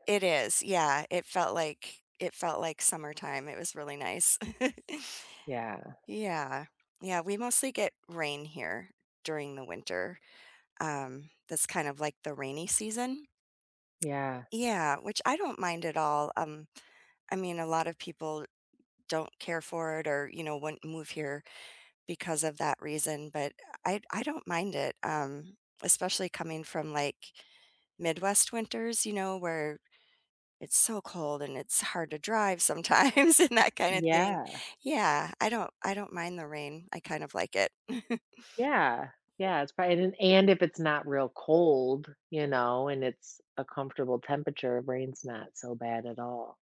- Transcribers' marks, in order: chuckle; laughing while speaking: "sometimes"; chuckle
- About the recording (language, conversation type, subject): English, unstructured, What are your favorite local outdoor spots, and what memories make them special to you?
- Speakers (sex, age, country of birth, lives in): female, 40-44, United States, United States; female, 50-54, United States, United States